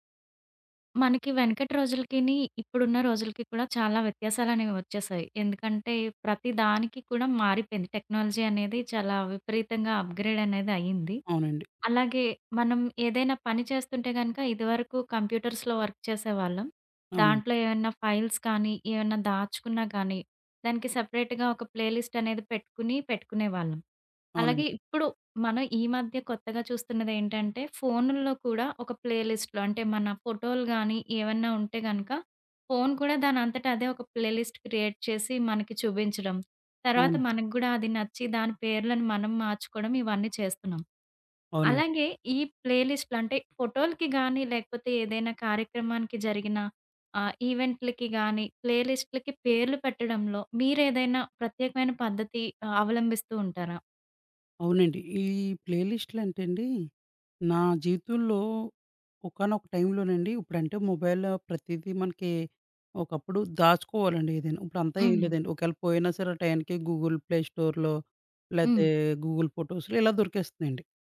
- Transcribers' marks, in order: tapping; in English: "టెక్నాలజీ"; in English: "అప్‌గ్రేడ్"; in English: "కంప్యూటర్స్‌లో వర్క్"; other background noise; in English: "ఫైల్స్"; in English: "సెపరేట్‌గా"; in English: "ప్లే లిస్ట్"; in English: "ప్లే లిస్ట్ క్రియేట్"; in English: "ప్లే లిస్ట్‌లకి"; in English: "మొబైల్‌లో"; in English: "గూగుల్ ప్లే స్టోర్‌లో"; in English: "గూగుల్ ఫోటోస్‌లో"
- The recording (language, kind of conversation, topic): Telugu, podcast, ప్లేలిస్టుకు పేరు పెట్టేటప్పుడు మీరు ఏ పద్ధతిని అనుసరిస్తారు?
- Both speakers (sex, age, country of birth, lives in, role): female, 30-34, India, India, host; male, 30-34, India, India, guest